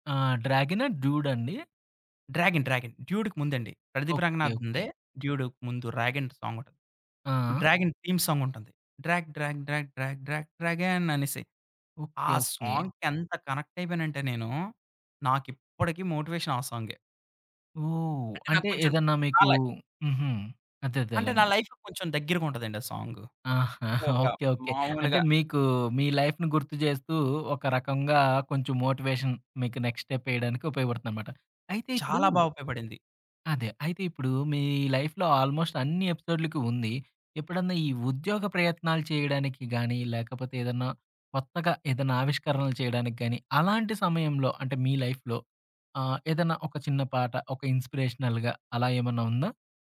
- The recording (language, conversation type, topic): Telugu, podcast, మీ జీవితాన్ని ప్రతినిధ్యం చేసే నాలుగు పాటలను ఎంచుకోవాలంటే, మీరు ఏ పాటలను ఎంచుకుంటారు?
- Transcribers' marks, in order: other background noise; in English: "డ్రాగన్"; in English: "'డ్రాగన్' థీమ్"; in English: "డ్రాగ్ డ్రాగ్ డ్రాగ్ డ్రాగ్ డ్రాగ్ డ్రాగన్"; in English: "సాంగ్‌కి"; door; tapping; in English: "మోటివేషన్"; in English: "లైఫ్‌లో"; giggle; in English: "లైఫ్‌ని"; in English: "మోటివేషన్"; in English: "నెక్స్ట్ స్టెప్"; in English: "లైఫ్‌లో ఆల్‌మోస్ట్"; in English: "లైఫ్‌లో"; in English: "ఇన్స్‌పిరేషనల్‌గా"